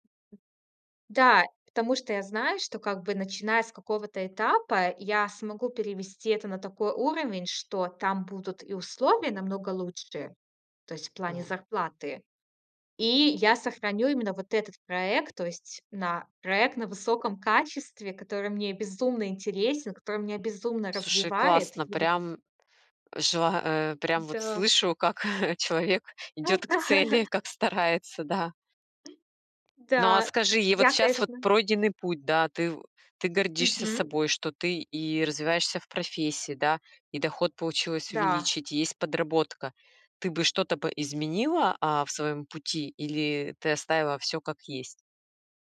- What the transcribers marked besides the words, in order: other background noise; tapping; laughing while speaking: "э"; laughing while speaking: "Да"; other noise
- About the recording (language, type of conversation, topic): Russian, podcast, Когда ты впервые по‑настоящему почувствовал(а) гордость за себя?